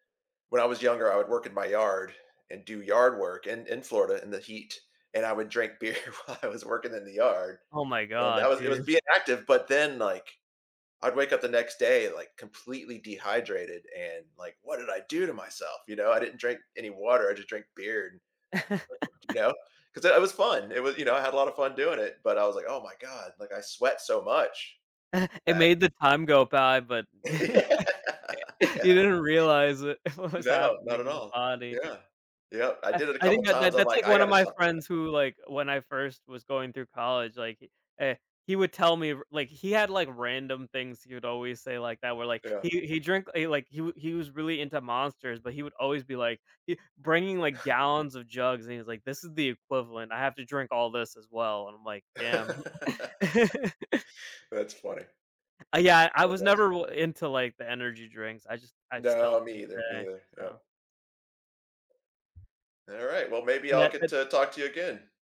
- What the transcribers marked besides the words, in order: laughing while speaking: "beer while I"; chuckle; unintelligible speech; chuckle; laugh; laughing while speaking: "Yeah"; chuckle; laugh; chuckle; other background noise; unintelligible speech
- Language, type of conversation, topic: English, unstructured, How does regular physical activity impact your daily life and well-being?